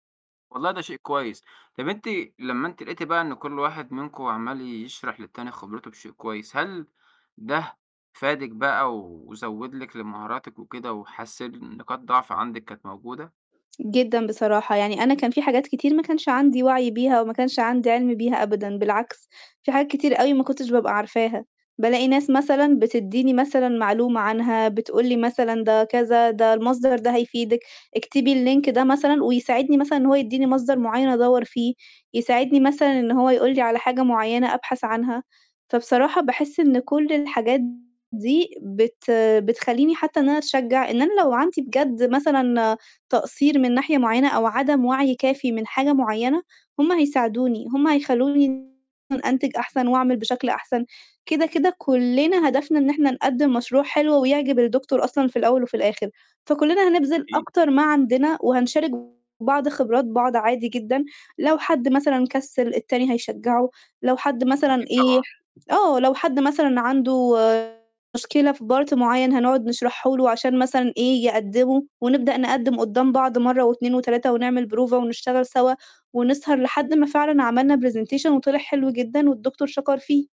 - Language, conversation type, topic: Arabic, podcast, بتحب تشتغل لوحدك ولا مع ناس، وليه؟
- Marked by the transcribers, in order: tapping; in English: "اللينك"; distorted speech; in English: "part"; in English: "presentation"